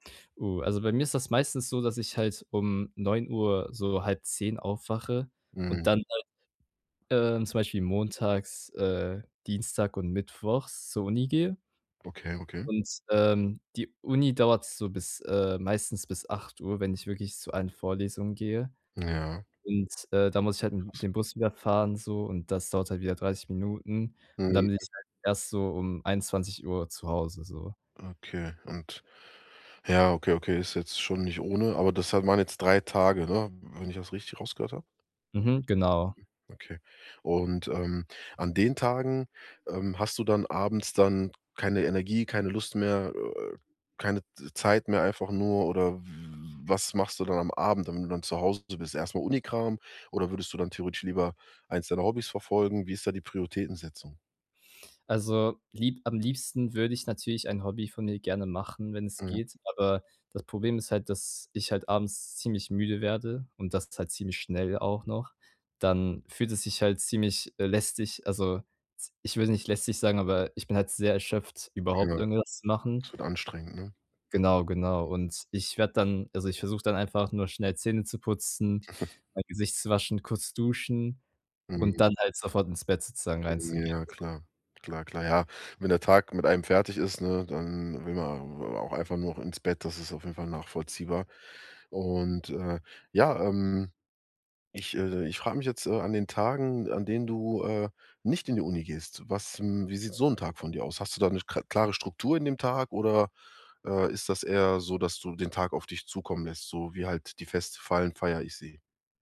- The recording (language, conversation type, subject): German, advice, Wie findest du Zeit, um an deinen persönlichen Zielen zu arbeiten?
- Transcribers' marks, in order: tapping; other noise; other background noise; chuckle; unintelligible speech